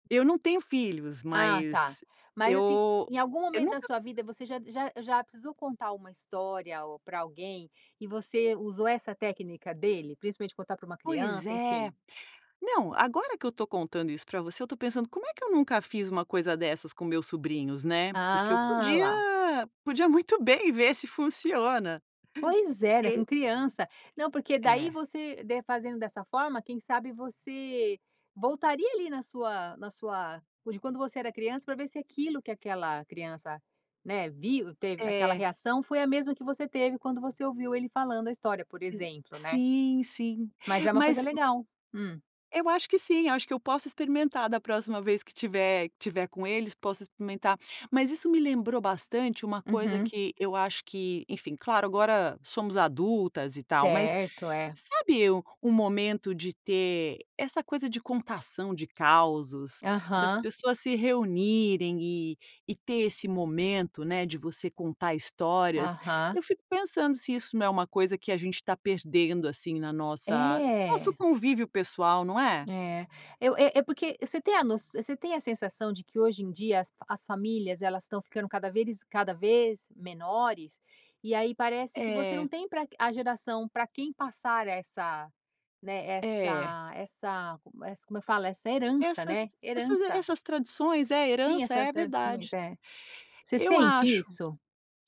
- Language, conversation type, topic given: Portuguese, podcast, Você se lembra de alguma história que seus avós sempre contavam?
- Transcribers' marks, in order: tapping; other background noise